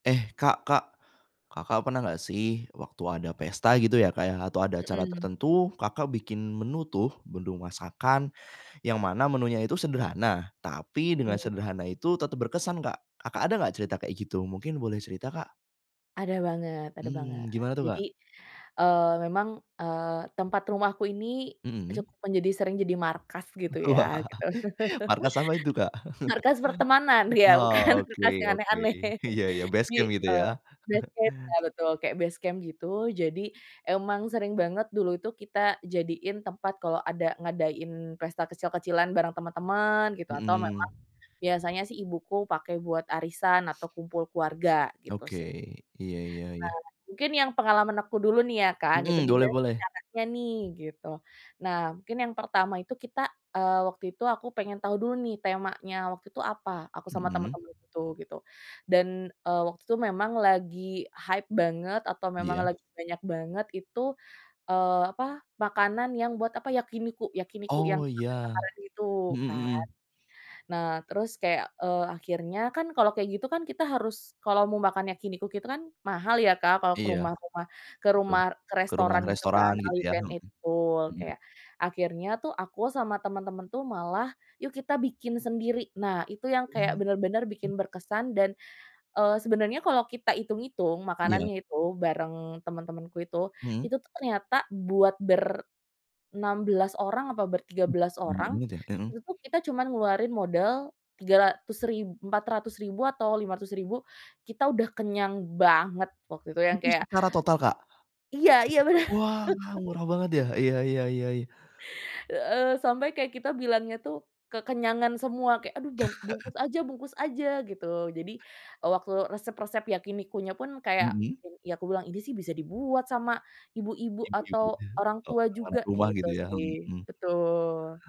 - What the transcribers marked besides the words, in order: laugh; laughing while speaking: "bukan"; laugh; in English: "basecamp"; in English: "basecamp"; in English: "basecamp"; chuckle; in English: "hype"; laughing while speaking: "bener"; laugh; laugh
- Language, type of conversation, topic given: Indonesian, podcast, Bagaimana kamu merencanakan menu untuk pesta yang sederhana, tetapi tetap berkesan?